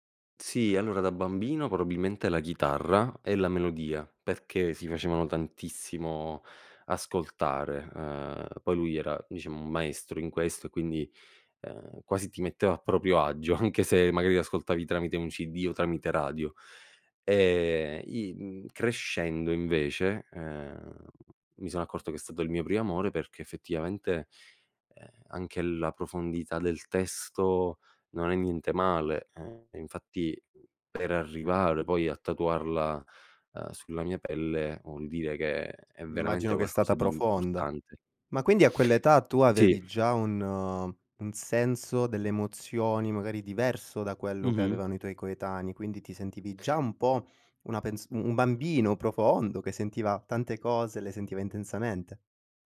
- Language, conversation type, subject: Italian, podcast, Qual è la prima canzone che ti ha fatto innamorare della musica?
- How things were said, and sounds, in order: "probabilmente" said as "probilmente"; "proprio" said as "propio"; sniff; sniff